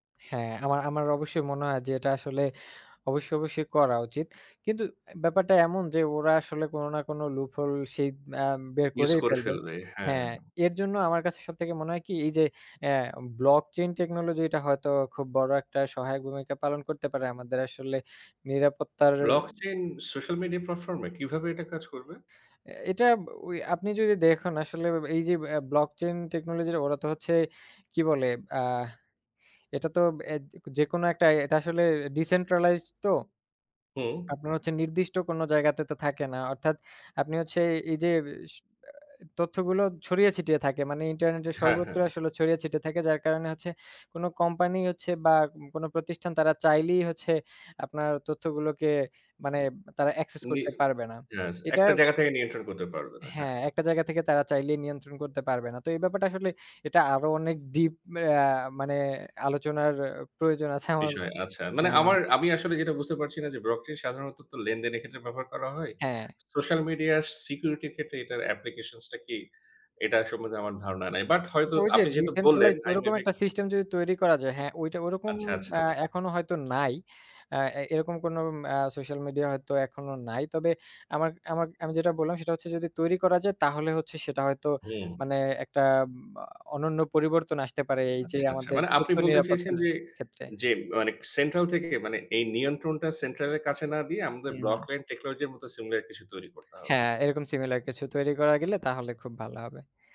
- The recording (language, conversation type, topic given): Bengali, unstructured, টেক কোম্পানিগুলো কি আমাদের ব্যক্তিগত তথ্য বিক্রি করে লাভ করছে?
- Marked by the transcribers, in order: in English: "ব্লক চেইন টেকনোলজি"; in English: "Blockchain social media platform"; in English: "Decentralized"; in English: "Access"; in English: "Blockchain"; in English: "Social media security"; in English: "application"; in English: "Central"; in English: "Central"; "চেইন" said as "লেইন"